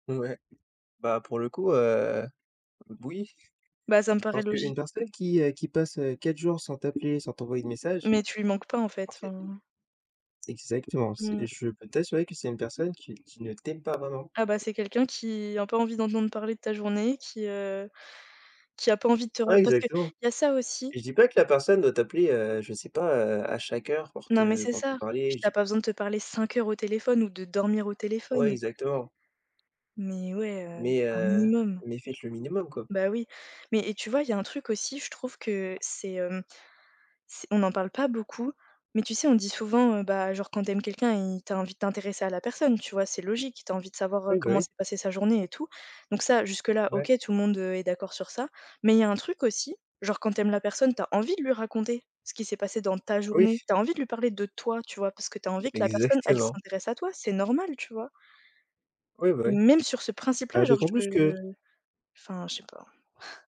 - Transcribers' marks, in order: other background noise; stressed: "cinq"; stressed: "dormir"; stressed: "ta"; stressed: "toi"
- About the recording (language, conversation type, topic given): French, unstructured, Qu’apporte la communication à une relation amoureuse ?